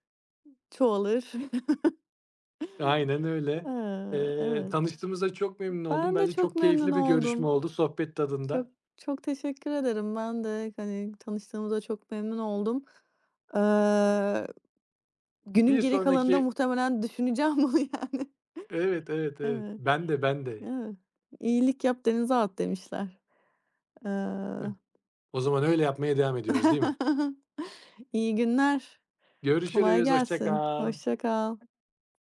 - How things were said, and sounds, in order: chuckle; inhale; chuckle; chuckle
- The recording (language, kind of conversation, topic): Turkish, unstructured, Küçük iyilikler neden büyük fark yaratır?
- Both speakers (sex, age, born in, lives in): female, 30-34, Turkey, Sweden; male, 35-39, Turkey, Austria